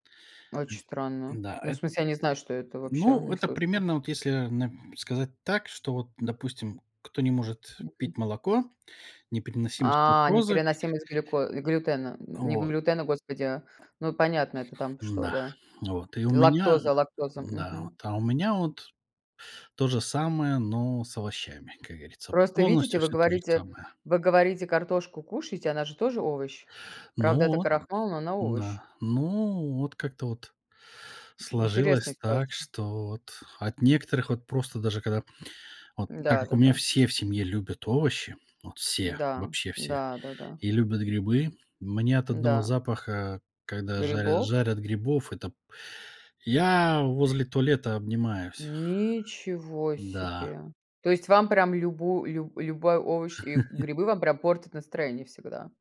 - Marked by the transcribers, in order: chuckle
- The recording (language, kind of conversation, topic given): Russian, unstructured, Как еда влияет на настроение?